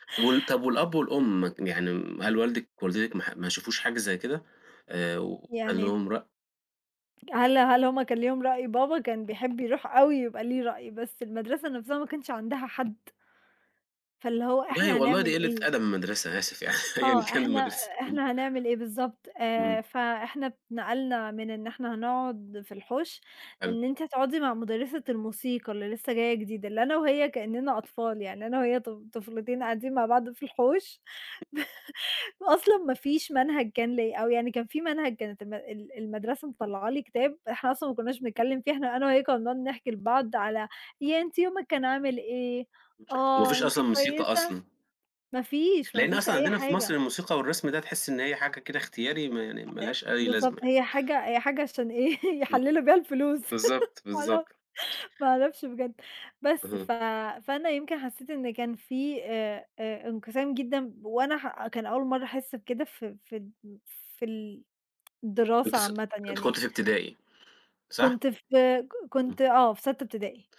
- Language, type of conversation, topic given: Arabic, unstructured, هل الدين ممكن يسبب انقسامات أكتر ما بيوحّد الناس؟
- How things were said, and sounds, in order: tapping; laughing while speaking: "يعني أيًا كان المدرسة"; other background noise; laugh; put-on voice: "ياه أنتِ يومِك كان عامل إيه؟ آه، أنتِ كويسة؟"; unintelligible speech; laughing while speaking: "إيه؟ يحللوا بيها الفلوس"; laugh